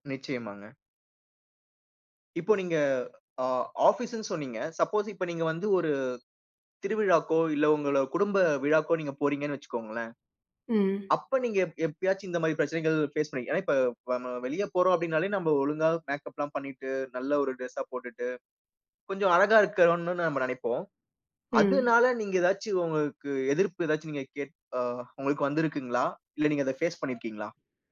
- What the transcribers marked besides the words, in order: in English: "சப்போஸ்"; "இருக்கனுன்னு" said as "இருக்கறோன்னு"
- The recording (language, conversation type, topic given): Tamil, podcast, மற்றோரின் கருத்து உன் உடைத் தேர்வை பாதிக்குமா?